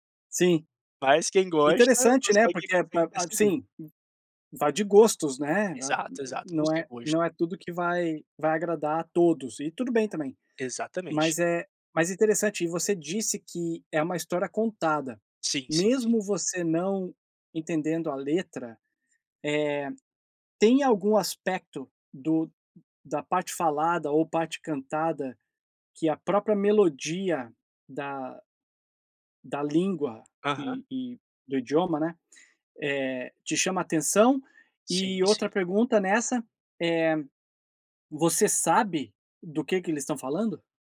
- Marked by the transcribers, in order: none
- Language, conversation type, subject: Portuguese, podcast, Me conta uma música que te ajuda a superar um dia ruim?